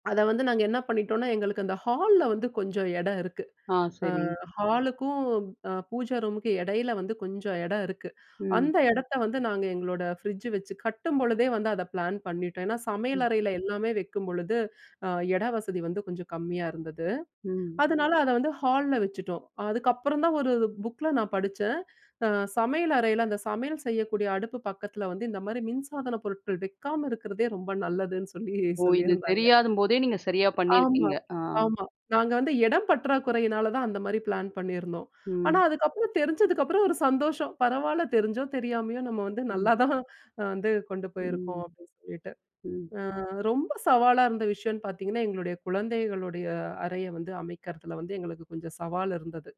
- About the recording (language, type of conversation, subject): Tamil, podcast, சிறிய அறையை பயனுள்ளதாக மாற்ற என்ன யோசனை உண்டு?
- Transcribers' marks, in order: other background noise; chuckle; chuckle